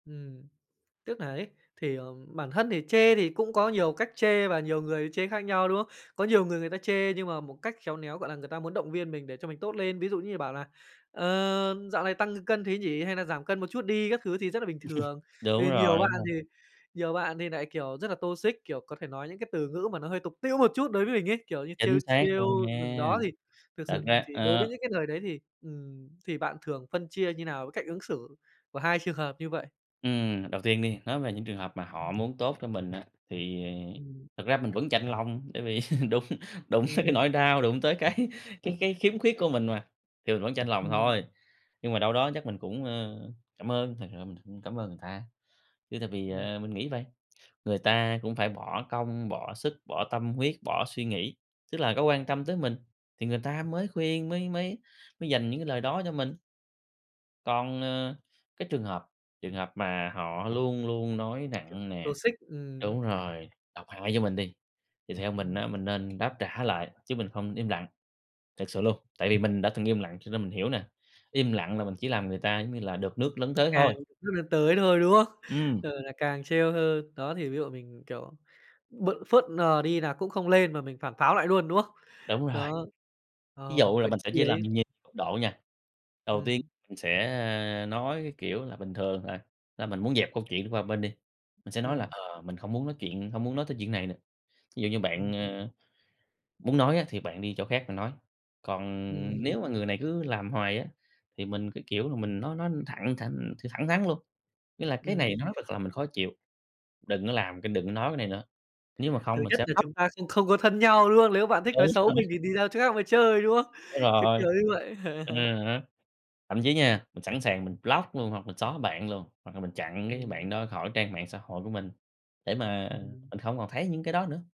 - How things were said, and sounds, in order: chuckle; other background noise; in English: "toxic"; tapping; laughing while speaking: "vì đụng đụng tới cái nỗi đau, đụng tới cái"; in English: "toxic"; unintelligible speech; "lờ" said as "nờ"; in English: "block"; laughing while speaking: "Đúng rồi"; chuckle; in English: "block"
- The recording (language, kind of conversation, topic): Vietnamese, podcast, Bạn thường xử lý những lời chê bai về ngoại hình như thế nào?